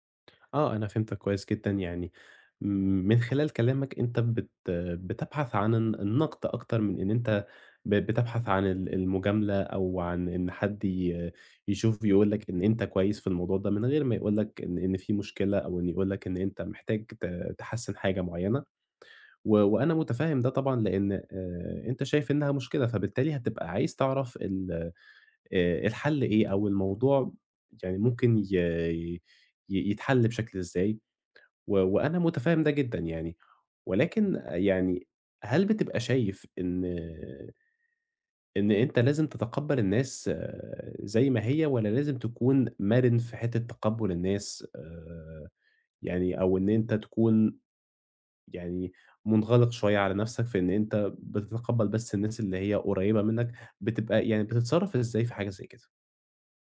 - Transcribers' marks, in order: tapping
- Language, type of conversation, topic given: Arabic, advice, إزاي أقدر أحافظ على شخصيتي وأصالتي من غير ما أخسر صحابي وأنا بحاول أرضي الناس؟